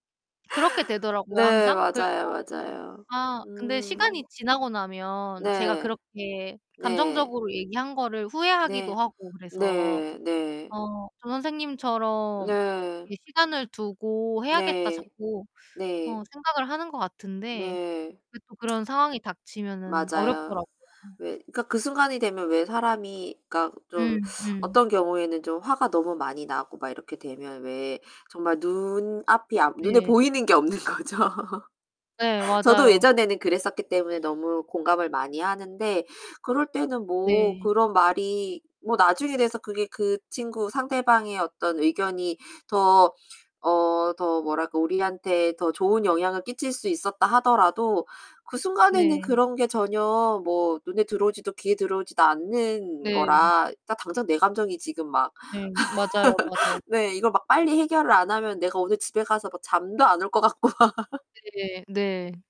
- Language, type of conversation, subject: Korean, unstructured, 갈등이 생겼을 때 피하는 게 좋을까요, 아니면 바로 해결하는 게 좋을까요?
- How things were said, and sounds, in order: distorted speech; other background noise; tapping; teeth sucking; drawn out: "눈앞이"; laughing while speaking: "없는 거죠"; laugh; laughing while speaking: "같고 막"